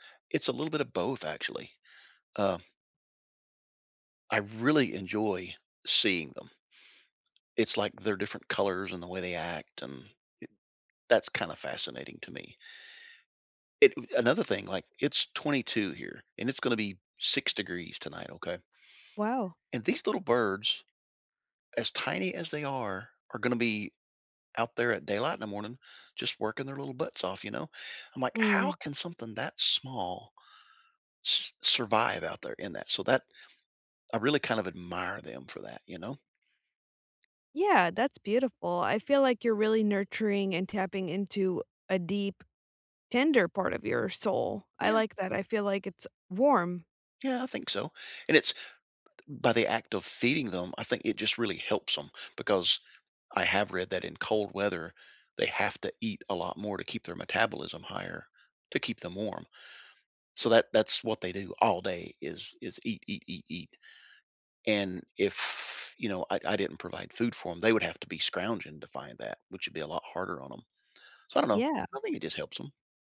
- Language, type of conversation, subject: English, unstructured, How do you practice self-care in your daily routine?
- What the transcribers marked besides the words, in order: none